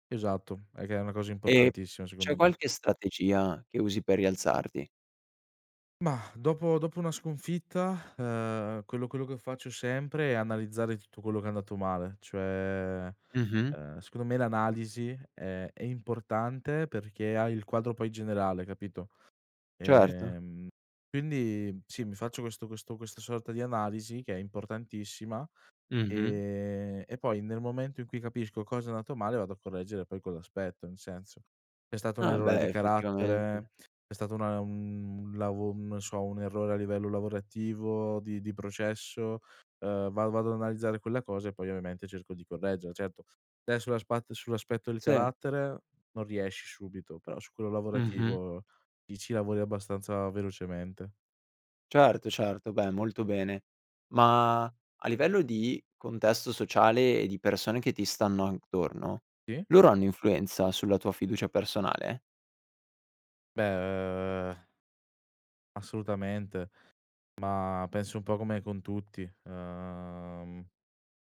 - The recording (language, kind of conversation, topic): Italian, podcast, Come costruisci la fiducia in te stesso, giorno dopo giorno?
- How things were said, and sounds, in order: none